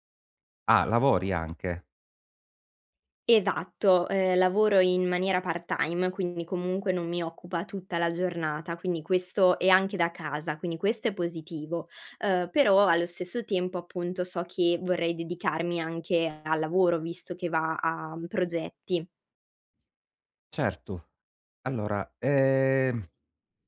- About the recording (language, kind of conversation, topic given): Italian, advice, Come fai a procrastinare quando hai compiti importanti e scadenze da rispettare?
- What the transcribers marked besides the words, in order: other background noise